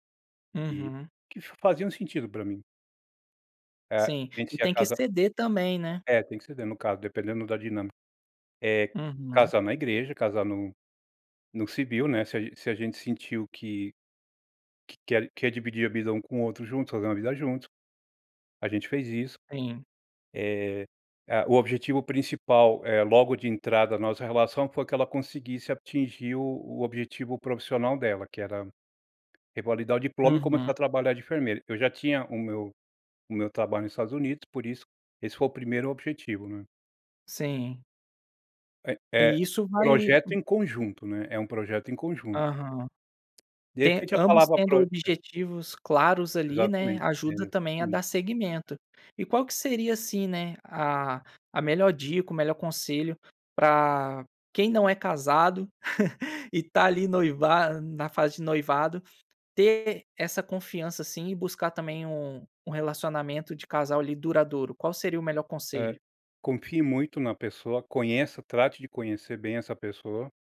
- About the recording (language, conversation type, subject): Portuguese, podcast, Qual a importância da confiança entre um casal?
- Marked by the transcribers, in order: tapping; chuckle